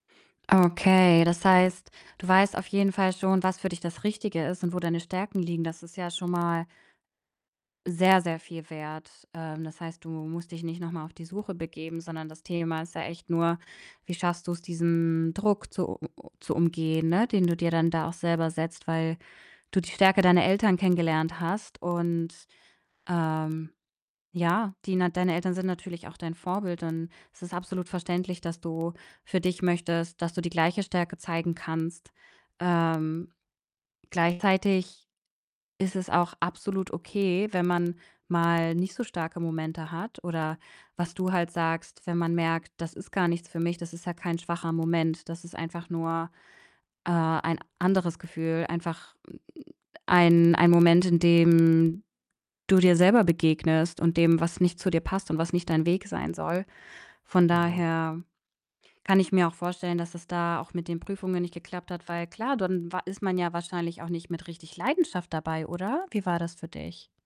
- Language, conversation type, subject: German, advice, Wie kann ich wieder anfangen, wenn mich meine hohen Ansprüche überwältigen?
- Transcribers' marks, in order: distorted speech; stressed: "Leidenschaft"